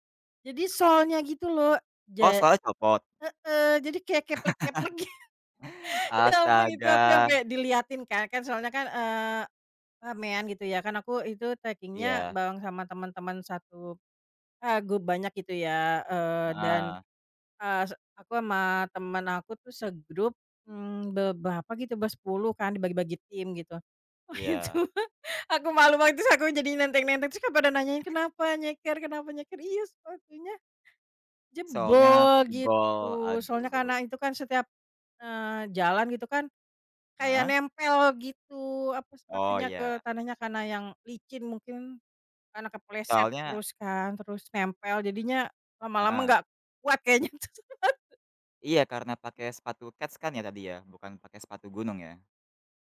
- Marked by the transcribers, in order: chuckle; laughing while speaking: "gi"; laughing while speaking: "Wah itu"; "waktu" said as "waktus"; other background noise; laughing while speaking: "kayaknya tuh"; chuckle
- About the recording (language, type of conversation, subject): Indonesian, podcast, Bagaimana pengalaman pertama kamu saat mendaki gunung atau berjalan lintas alam?
- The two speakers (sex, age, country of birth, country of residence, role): female, 30-34, Indonesia, Indonesia, guest; male, 20-24, Indonesia, Indonesia, host